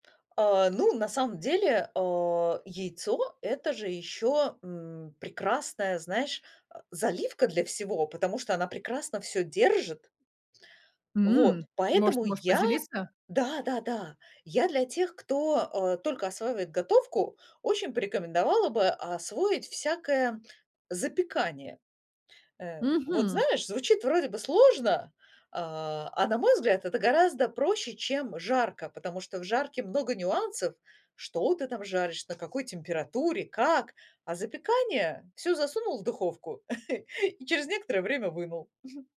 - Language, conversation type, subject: Russian, podcast, Какие базовые кулинарные техники должен знать каждый?
- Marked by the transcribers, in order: tapping; chuckle; chuckle